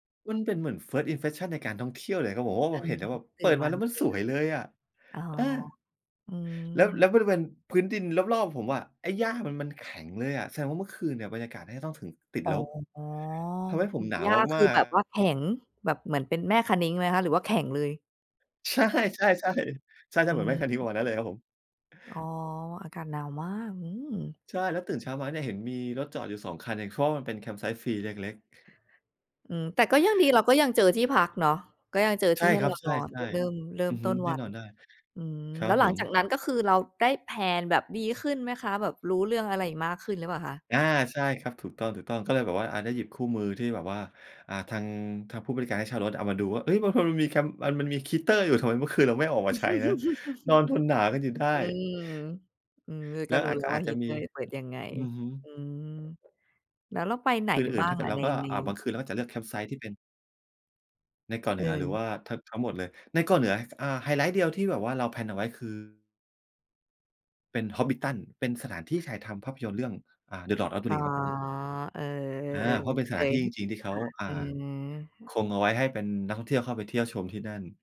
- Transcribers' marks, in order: in English: "First Impression"; laughing while speaking: "ใช่ ๆ ๆ"; other noise; tapping; in English: "แพลน"; chuckle; in English: "แพลน"
- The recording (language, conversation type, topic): Thai, podcast, ประสบการณ์การเดินทางครั้งไหนที่เปลี่ยนมุมมองชีวิตของคุณมากที่สุด?